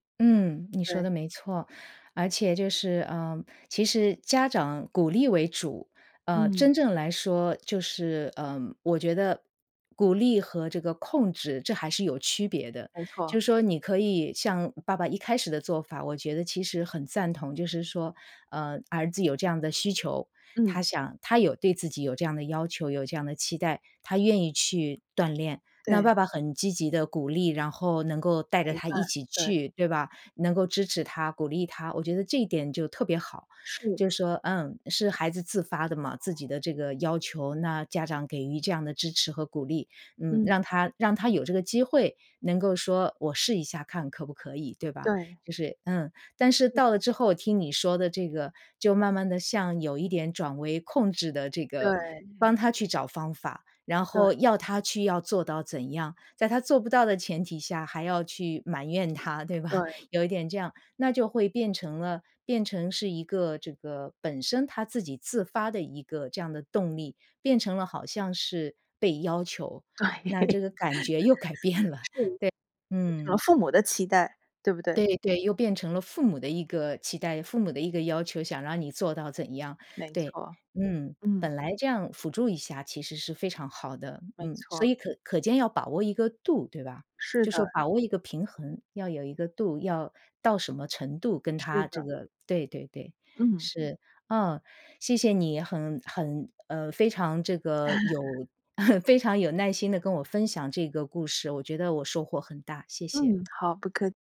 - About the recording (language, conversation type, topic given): Chinese, podcast, 你如何看待父母对孩子的高期待？
- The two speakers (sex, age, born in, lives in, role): female, 45-49, China, United States, guest; female, 55-59, China, United States, host
- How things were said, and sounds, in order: other background noise; laughing while speaking: "对吧？"; laughing while speaking: "对"; laugh; laughing while speaking: "改变了"; laugh